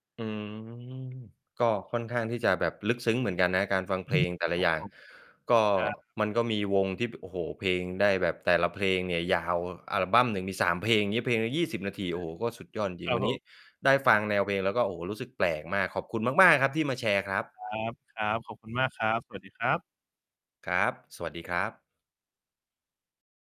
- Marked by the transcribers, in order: static; distorted speech; other background noise; tapping
- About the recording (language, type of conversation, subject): Thai, podcast, มีเหตุการณ์อะไรที่ทำให้คุณเริ่มชอบแนวเพลงใหม่ไหม?